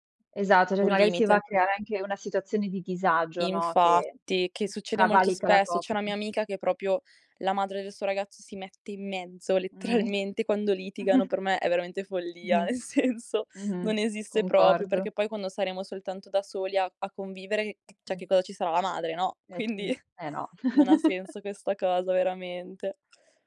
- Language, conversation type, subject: Italian, podcast, Puoi raccontarmi del tuo primo amore o di un amore che ricordi ancora?
- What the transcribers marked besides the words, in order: "cioè" said as "ceh"; "cavalca" said as "cavalica"; laughing while speaking: "letteralmente"; chuckle; other background noise; laughing while speaking: "nel senso non esiste proprio"; unintelligible speech; laughing while speaking: "quindi"; chuckle; giggle